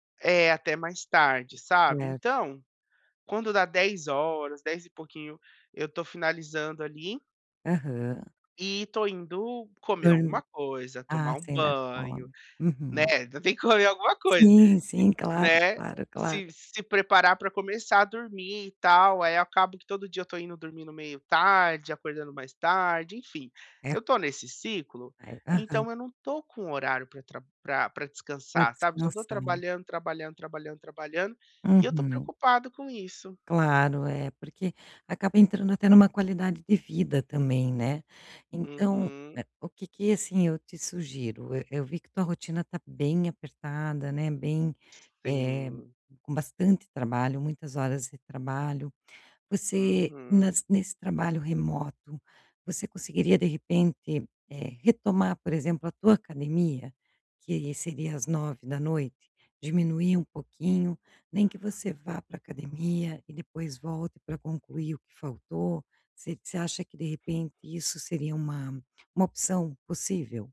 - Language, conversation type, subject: Portuguese, advice, Como posso reequilibrar melhor meu trabalho e meu descanso?
- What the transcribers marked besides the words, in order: tapping; other background noise; other noise; unintelligible speech